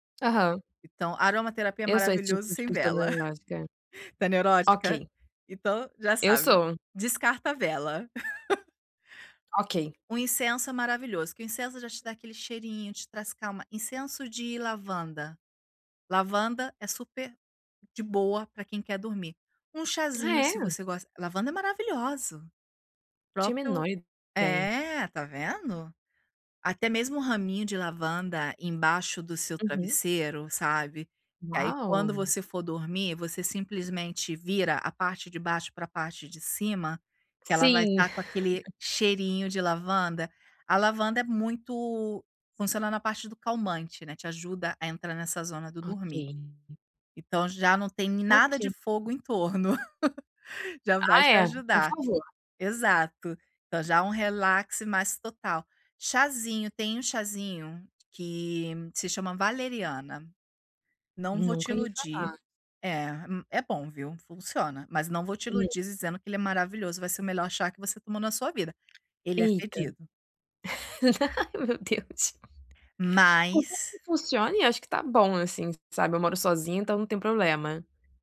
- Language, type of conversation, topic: Portuguese, advice, Como posso criar e manter um horário de sono consistente todas as noites?
- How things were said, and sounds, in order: unintelligible speech; chuckle; laugh; laugh; other background noise; laugh; tapping; laugh; laughing while speaking: "ai meu Deus"